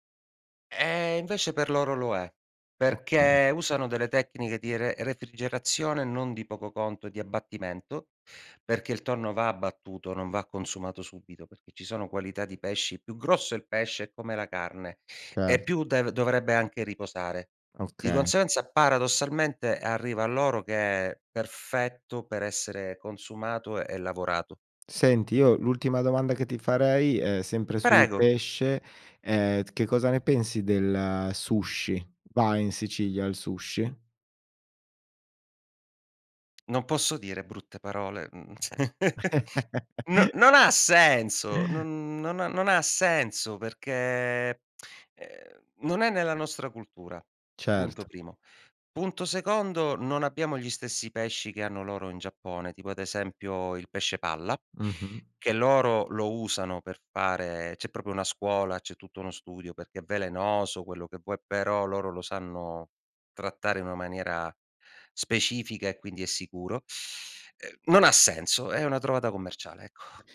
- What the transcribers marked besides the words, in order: tapping; other background noise; tongue click; giggle; laughing while speaking: "c"; chuckle; chuckle; sigh
- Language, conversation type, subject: Italian, podcast, In che modo i cicli stagionali influenzano ciò che mangiamo?